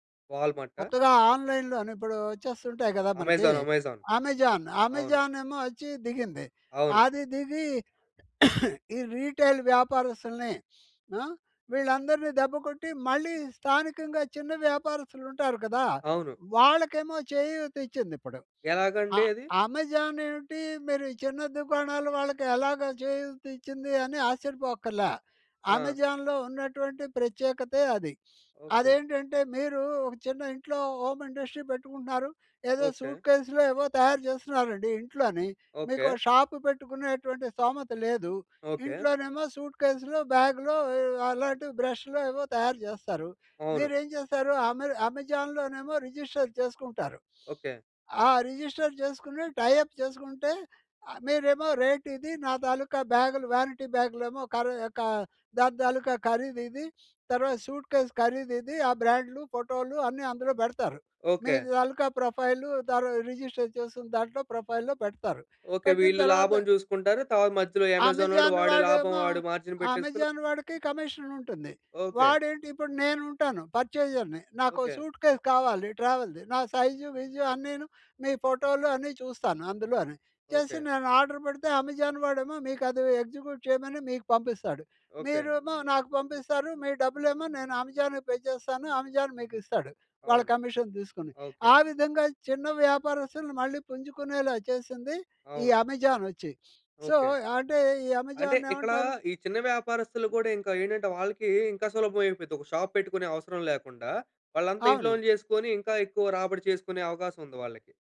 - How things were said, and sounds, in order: in English: "ఆన్‍లైన్‍లోను"; in English: "అమెజాన్. అమెజాన్"; in English: "'అమెజాన్'. అమెజానేమో"; cough; in English: "రిటైల్"; sniff; in English: "అమెజాన్"; in English: "అమెజాన్‍లో"; sniff; in English: "హోమ్ ఇండస్ట్రీ"; in English: "సూట్కేస్‌లో"; in English: "షాప్"; in English: "సూట్కేస్‌లో, బ్యాగ్‌లో"; in English: "బ్రష్‌లో"; in English: "అమెజాన్‍లోనేమో రిజిస్టర్"; sniff; in English: "రిజిస్టర్"; in English: "టై అప్"; in English: "రేట్"; in English: "వారెంటీ"; in English: "సూట్కేస్"; in English: "రిజిస్టర్"; in English: "ప్రొఫైల్‌లో"; in English: "అమెజాన్"; in English: "మార్జిన్"; in English: "అమెజాన్"; in English: "కమిషన్"; in English: "పర్చేజర్‍ని"; in English: "సూట్కేస్"; in English: "ట్రావెల్‌ది"; in English: "ఆర్డర్"; in English: "అమెజాన్"; in English: "ఎగ్జిక్యూట్"; in English: "అమెజాన్‌కి పే"; in English: "అమెజాన్"; in English: "కమిషన్"; in English: "అమెజాన్"; in English: "సో"; in English: "అమెజాన్‌ను"; in English: "షాప్"
- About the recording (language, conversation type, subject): Telugu, podcast, టెక్నాలజీ చిన్న వ్యాపారాలను ఎలా మార్చుతోంది?